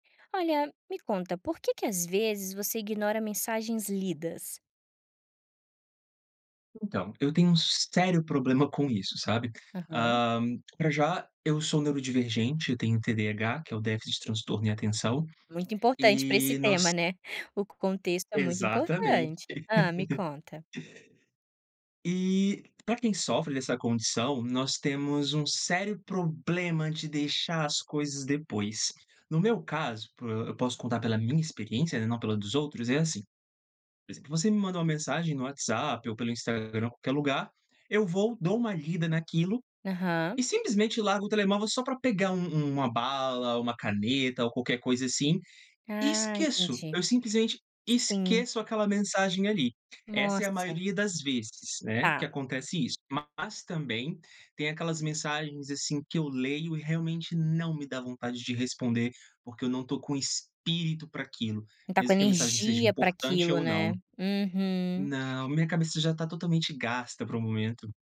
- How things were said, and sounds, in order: laughing while speaking: "Exatamente"; laugh; other background noise; tapping; stressed: "energia"
- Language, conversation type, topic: Portuguese, podcast, Por que às vezes você ignora mensagens que já leu?